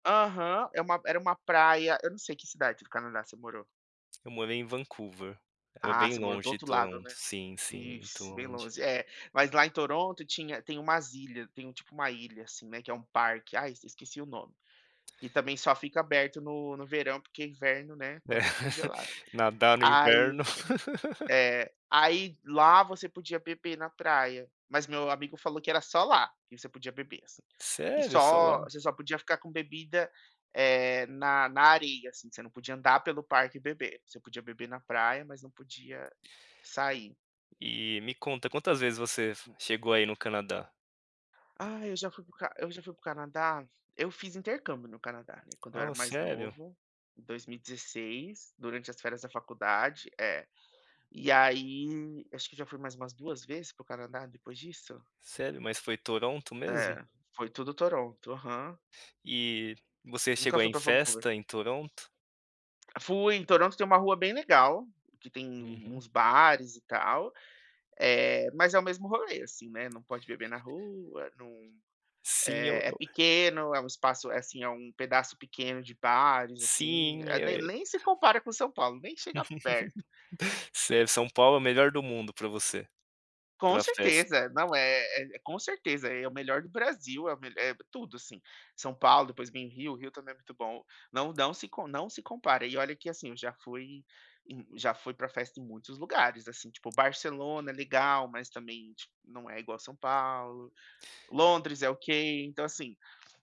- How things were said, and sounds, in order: tapping; laugh; laugh; other background noise; laugh
- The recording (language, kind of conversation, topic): Portuguese, podcast, O que ajuda você a recuperar as energias no fim de semana?